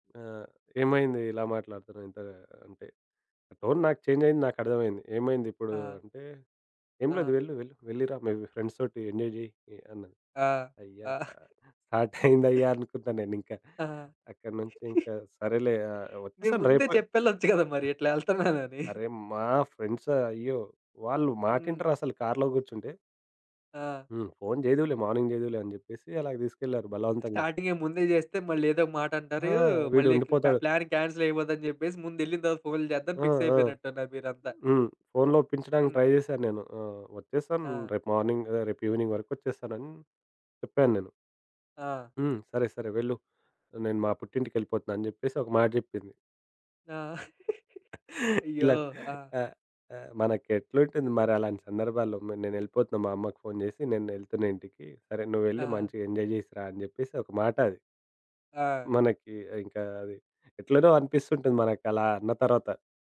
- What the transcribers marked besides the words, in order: in English: "టోన్"; in English: "చేంజ్"; in English: "ఫ్రెండ్స్"; in English: "ఎంజాయ్"; other background noise; chuckle; in English: "స్టార్ట్"; giggle; laughing while speaking: "కదా! మరి ఇట్లా ఎళ్తున్నానని?"; in English: "ఫ్రెండ్స్"; in English: "మార్నింగ్"; in English: "స్టార్టింగే"; in English: "ప్లానింగ్ కాన్సెల్"; in English: "ఫిక్స్"; in English: "ట్రై"; in English: "మార్నింగ్"; in English: "ఈవెనింగ్"; chuckle; in English: "ఎంజాయ్"
- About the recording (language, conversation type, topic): Telugu, podcast, మీ ప్రణాళిక విఫలమైన తర్వాత మీరు కొత్త మార్గాన్ని ఎలా ఎంచుకున్నారు?